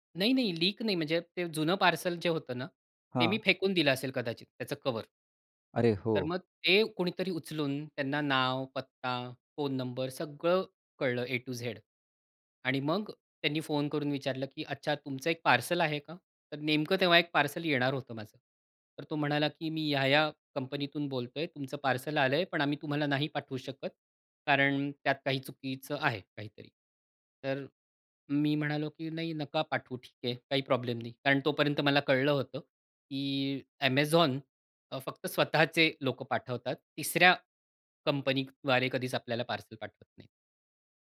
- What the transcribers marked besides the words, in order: in English: "ए टू झेड"; in English: "प्रॉब्लेम"
- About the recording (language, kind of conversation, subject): Marathi, podcast, ऑनलाइन ओळखीच्या लोकांवर विश्वास ठेवावा की नाही हे कसे ठरवावे?